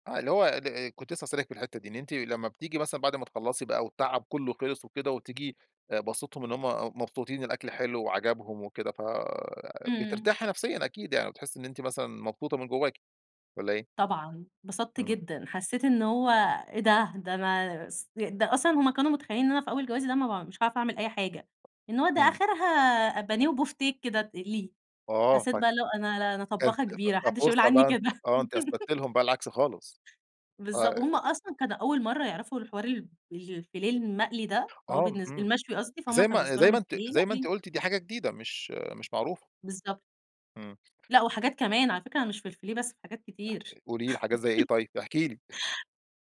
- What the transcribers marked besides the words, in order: tapping; giggle; unintelligible speech; in French: "الفيليه"; in French: "الفيليه"; in French: "الفيليه"; giggle; chuckle
- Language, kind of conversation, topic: Arabic, podcast, إيه أغرب تجربة في المطبخ عملتها بالصدفة وطلعت حلوة لدرجة إن الناس اتشكروا عليها؟